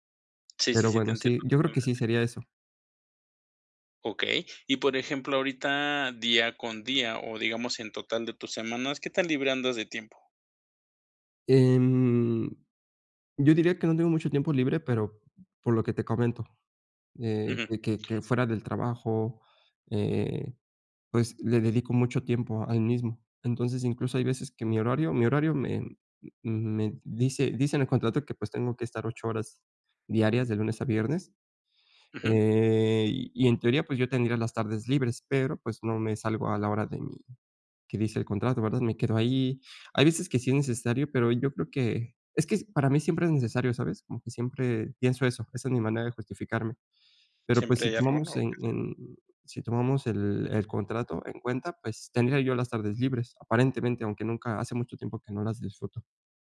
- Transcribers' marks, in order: other background noise
- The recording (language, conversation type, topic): Spanish, advice, ¿Cómo puedo encontrar un propósito fuera de mi trabajo?